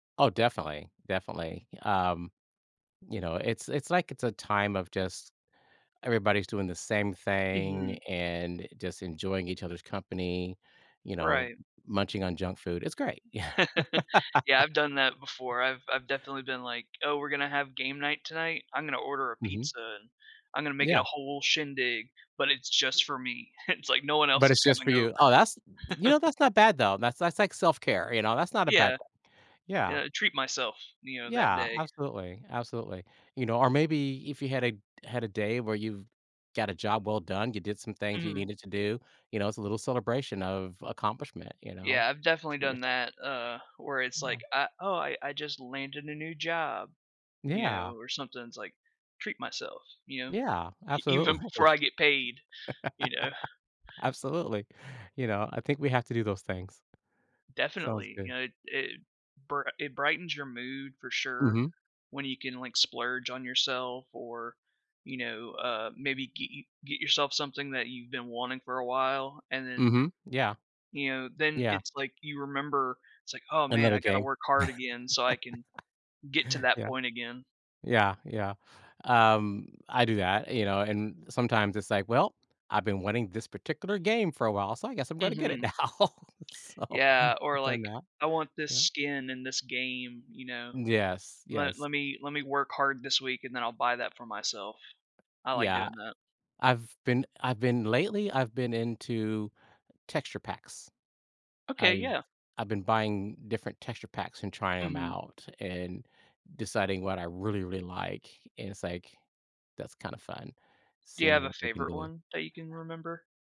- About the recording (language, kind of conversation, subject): English, unstructured, How do your hobbies contribute to your overall happiness and well-being?
- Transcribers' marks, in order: chuckle; laughing while speaking: "Yeah"; laugh; tapping; chuckle; chuckle; laughing while speaking: "absolutely"; laughing while speaking: "even before"; other background noise; laugh; chuckle; laughing while speaking: "now. So"